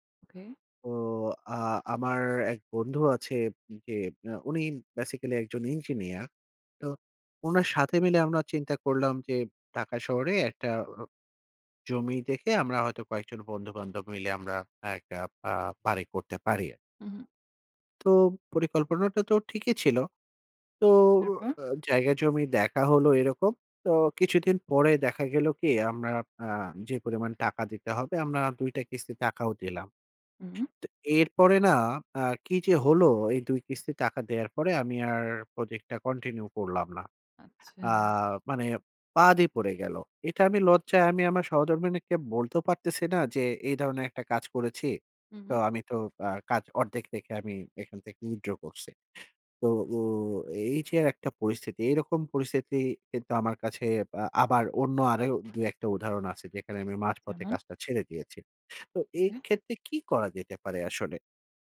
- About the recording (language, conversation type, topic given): Bengali, advice, আপনি কেন প্রায়ই কোনো প্রকল্প শুরু করে মাঝপথে থেমে যান?
- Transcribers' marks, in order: in English: "basically"; in English: "continue"; stressed: "বাদই"; in English: "withdraw"; other background noise; tapping